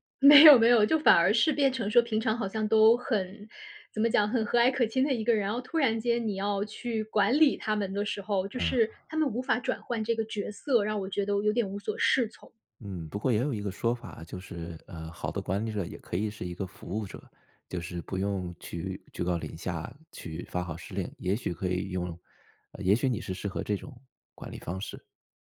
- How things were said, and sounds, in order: laughing while speaking: "没有 没有"
- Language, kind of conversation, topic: Chinese, podcast, 受伤后你如何处理心理上的挫败感？